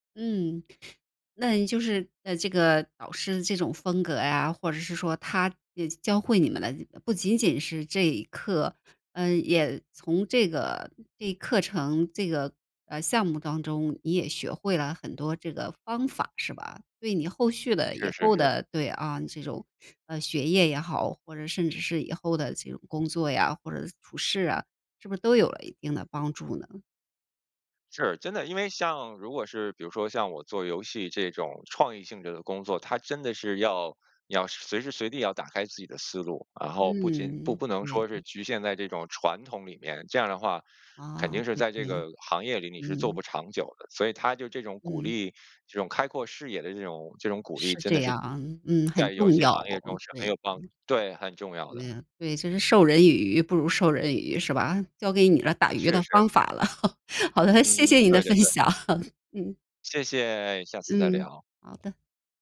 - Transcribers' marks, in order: chuckle; other background noise; laughing while speaking: "享"
- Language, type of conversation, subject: Chinese, podcast, 你是怎样把导师的建议落地执行的?
- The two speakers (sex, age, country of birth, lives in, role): female, 45-49, China, United States, host; male, 40-44, China, United States, guest